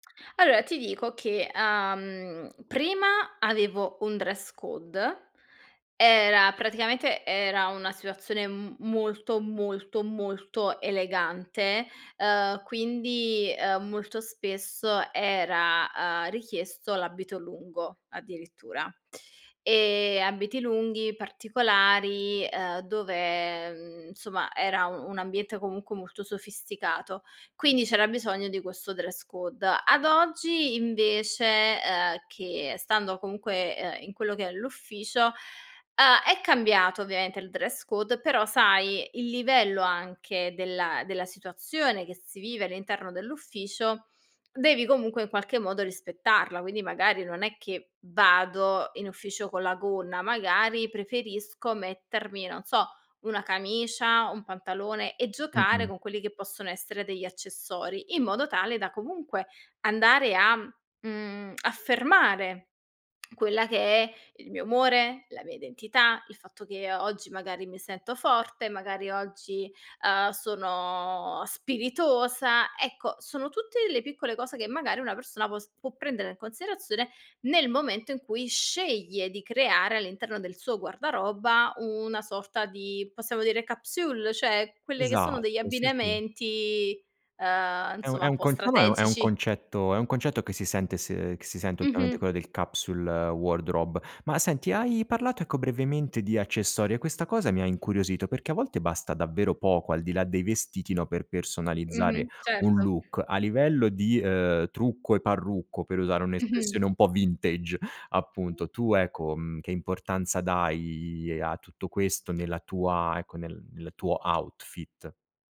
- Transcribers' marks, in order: in English: "dress code"; in English: "dress code"; in English: "dress code"; in English: "capsule"; "Cioè" said as "ceh"; other background noise; in English: "capsule wardrobe"; door; unintelligible speech; in English: "outfit?"
- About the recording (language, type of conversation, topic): Italian, podcast, Che ruolo ha il tuo guardaroba nella tua identità personale?